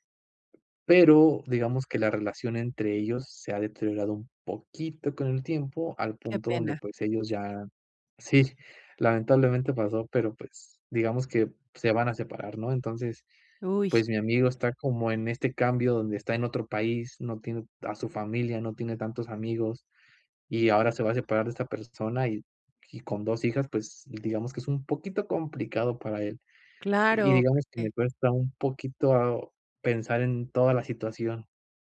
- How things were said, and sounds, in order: other background noise
- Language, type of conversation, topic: Spanish, advice, ¿Cómo puedo apoyar a alguien que está atravesando cambios importantes en su vida?